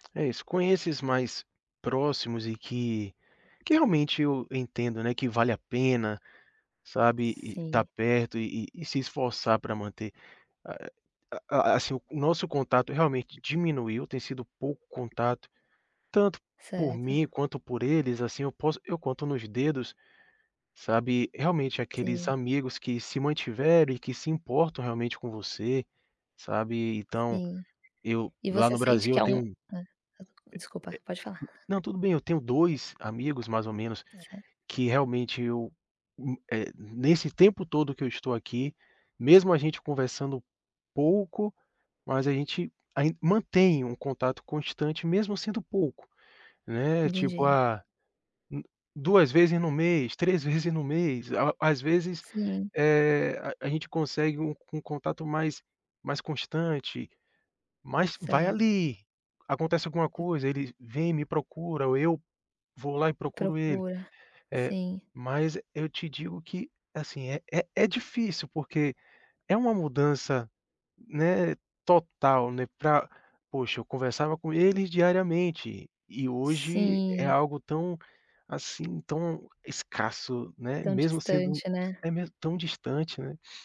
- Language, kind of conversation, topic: Portuguese, advice, Como manter uma amizade à distância com pouco contato?
- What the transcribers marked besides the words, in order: tapping; other background noise